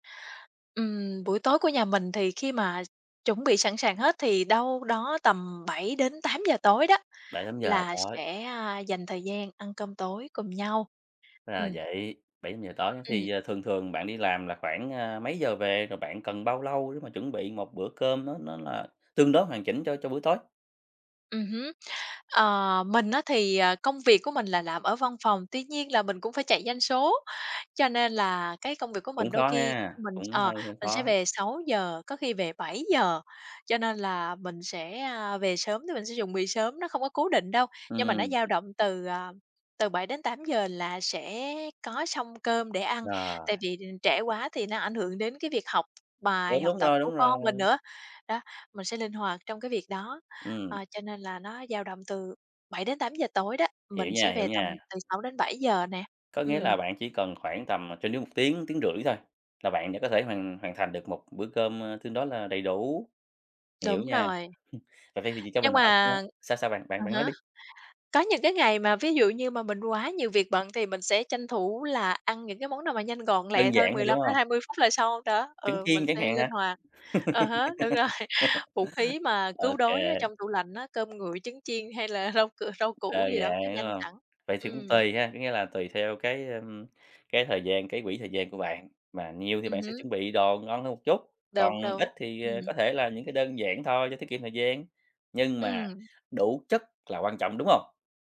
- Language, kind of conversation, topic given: Vietnamese, podcast, Bạn chuẩn bị bữa tối cho cả nhà như thế nào?
- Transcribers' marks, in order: tapping; other background noise; chuckle; laughing while speaking: "đúng rồi"; laugh